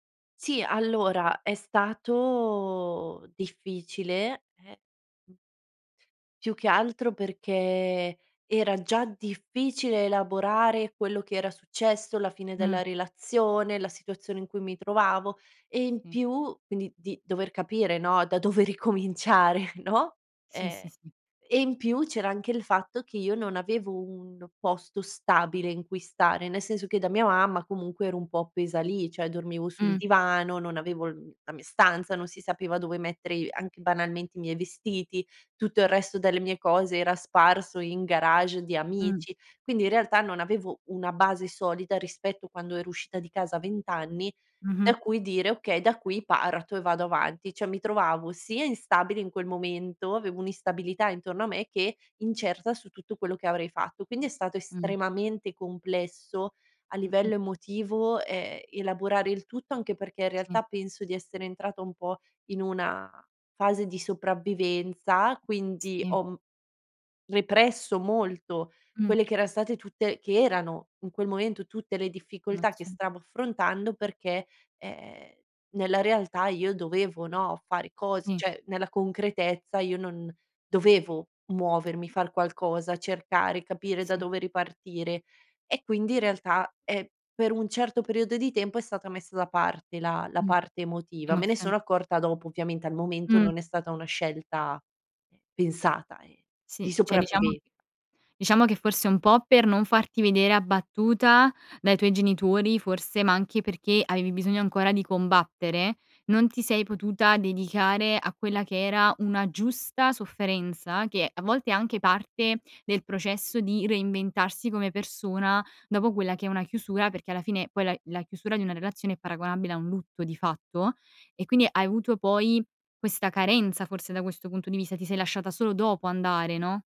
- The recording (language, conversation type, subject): Italian, podcast, Ricominciare da capo: quando ti è successo e com’è andata?
- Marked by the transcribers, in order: other background noise; laughing while speaking: "dove"; chuckle; tapping; "cioè" said as "ceh"; "far" said as "fal"; "Cioè" said as "Ceh"